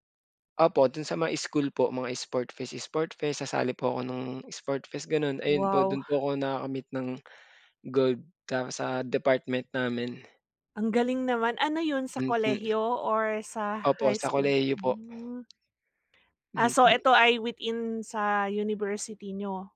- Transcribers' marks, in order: tapping
- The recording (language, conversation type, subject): Filipino, unstructured, Anong isport ang pinaka-nasisiyahan kang laruin, at bakit?